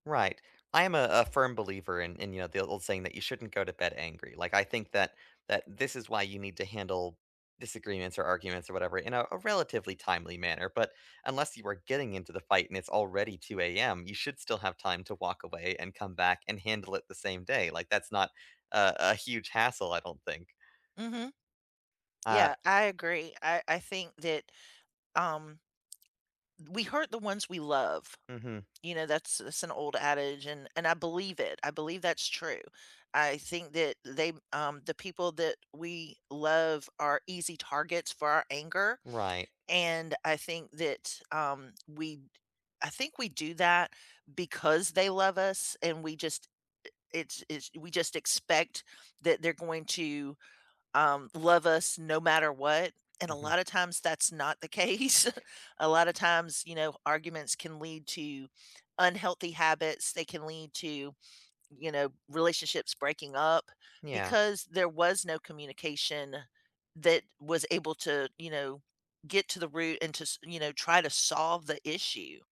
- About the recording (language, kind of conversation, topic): English, unstructured, What does a healthy relationship look like to you?
- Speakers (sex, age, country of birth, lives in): female, 55-59, United States, United States; male, 30-34, United States, United States
- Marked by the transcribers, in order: other background noise; tapping; laughing while speaking: "case"